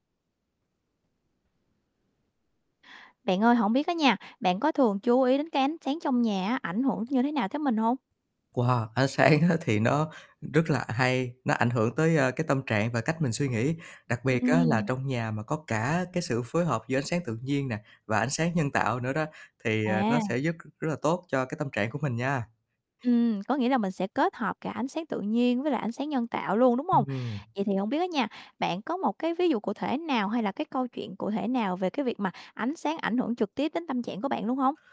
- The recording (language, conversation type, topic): Vietnamese, podcast, Ánh sáng trong nhà ảnh hưởng đến tâm trạng của bạn như thế nào?
- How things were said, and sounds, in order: tapping; laughing while speaking: "sáng"; other background noise